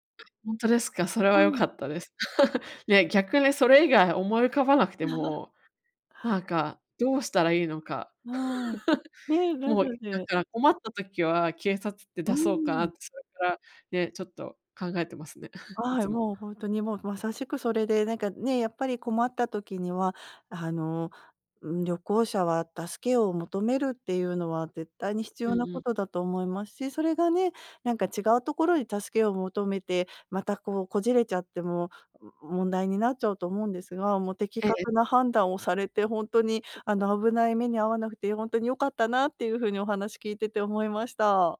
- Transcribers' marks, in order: other noise; laugh; laugh; laugh; chuckle
- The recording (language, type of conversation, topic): Japanese, advice, 旅行中に言葉や文化の壁にぶつかったとき、どう対処すればよいですか？